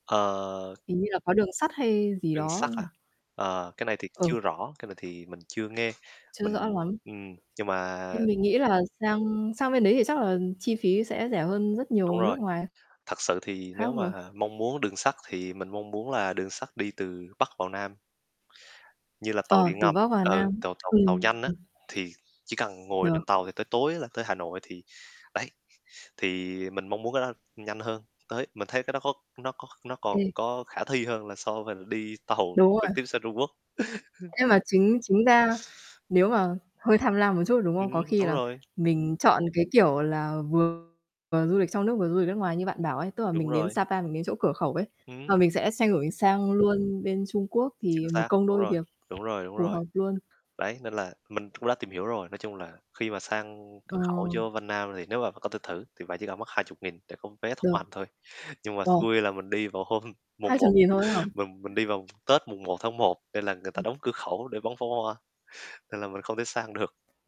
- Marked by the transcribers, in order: other background noise; static; distorted speech; tapping; laughing while speaking: "tàu"; laugh; laughing while speaking: "hôm"; laughing while speaking: "sang được"
- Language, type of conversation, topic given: Vietnamese, unstructured, Bạn thích đi du lịch trong nước hay du lịch nước ngoài hơn?